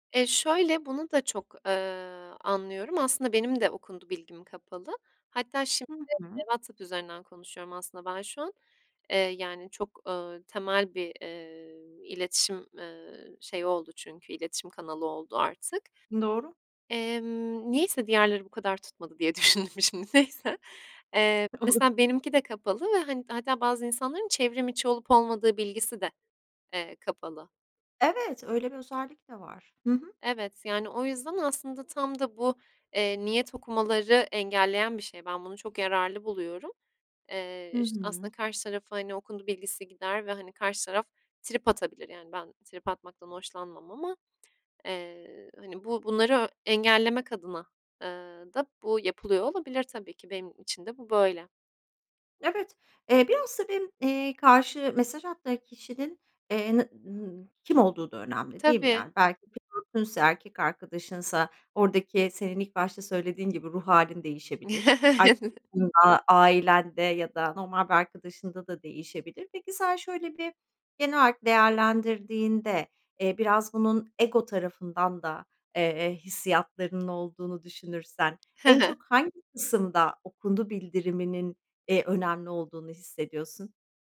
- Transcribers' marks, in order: other background noise; laughing while speaking: "düşündüm şimdi"; chuckle
- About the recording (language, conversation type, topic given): Turkish, podcast, Okundu bildirimi seni rahatsız eder mi?